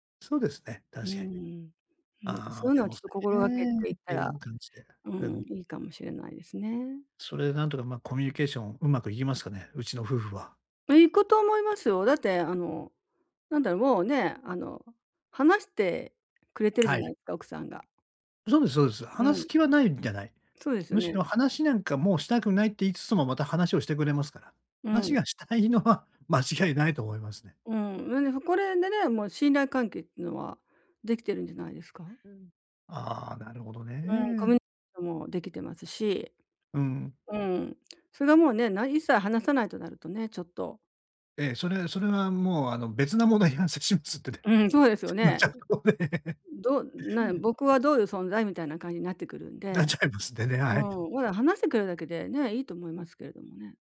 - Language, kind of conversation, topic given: Japanese, advice, パートナーとの会話で不安をどう伝えればよいですか？
- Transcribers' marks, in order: laughing while speaking: "話がしたいのは間違いないと思いますね"; "コミュニケーション" said as "こみゅにしょん"; laughing while speaking: "別なものを しますってて"; unintelligible speech; unintelligible speech; laugh; laughing while speaking: "なっちゃいますんでね、はい"